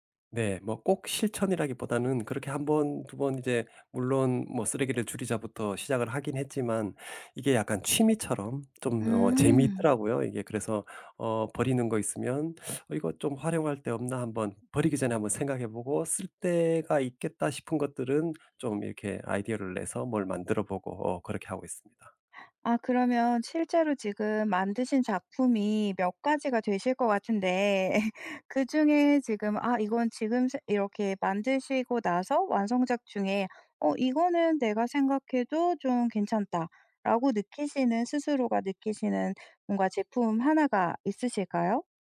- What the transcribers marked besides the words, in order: laughing while speaking: "예"
- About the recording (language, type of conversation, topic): Korean, podcast, 플라스틱 쓰레기를 줄이기 위해 일상에서 실천할 수 있는 현실적인 팁을 알려주실 수 있나요?